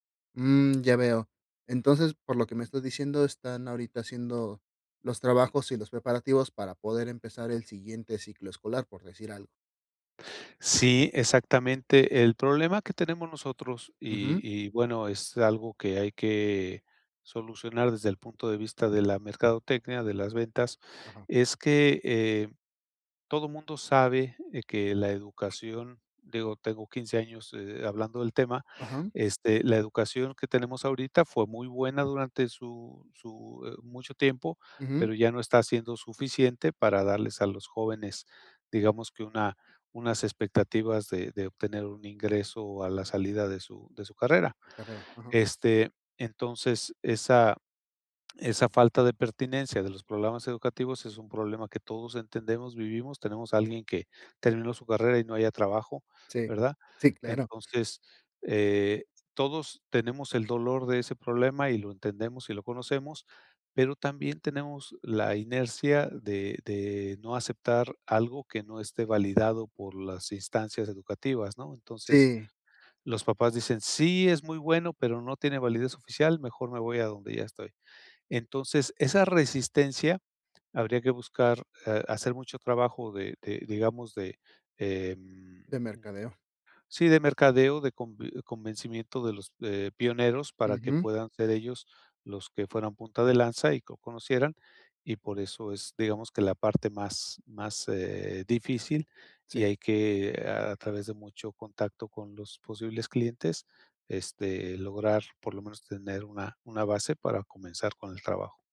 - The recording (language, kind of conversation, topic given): Spanish, advice, ¿Cómo puedo formar y liderar un equipo pequeño para lanzar mi startup con éxito?
- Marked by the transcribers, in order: other background noise